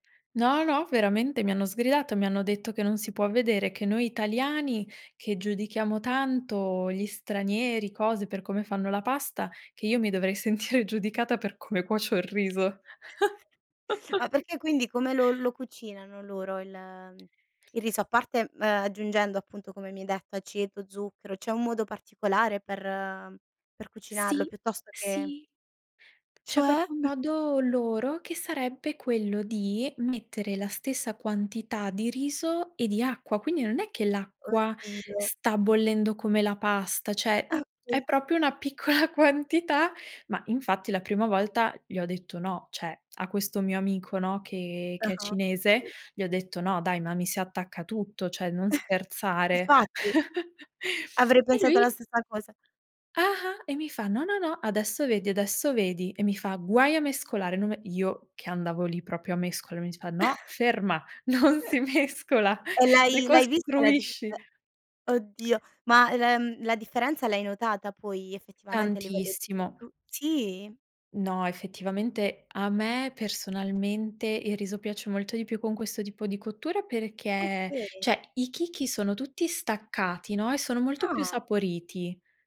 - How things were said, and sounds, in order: other background noise; chuckle; tapping; "proprio" said as "propio"; surprised: "Cioè?"; chuckle; "proprio" said as "propio"; laughing while speaking: "piccola quantità"; "cioè" said as "ceh"; other noise; chuckle; "cioè" said as "ceh"; chuckle; chuckle; laughing while speaking: "non si mescola"; surprised: "sì?"; "cioè" said as "ceh"
- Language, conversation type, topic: Italian, podcast, Cosa ti spinge a cucinare invece di ordinare da asporto?